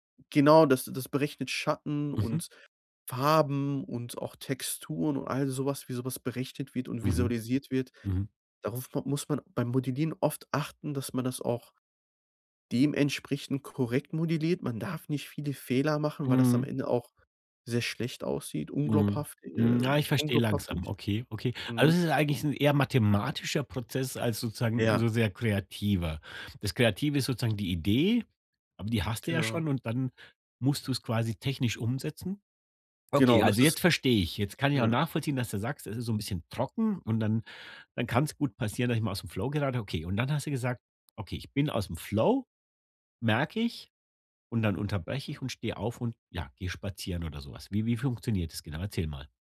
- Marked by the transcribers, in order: "unglaubwürdig" said as "unglaubhaftig"; tapping
- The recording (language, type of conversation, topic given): German, podcast, Wie findest du wieder in den Flow?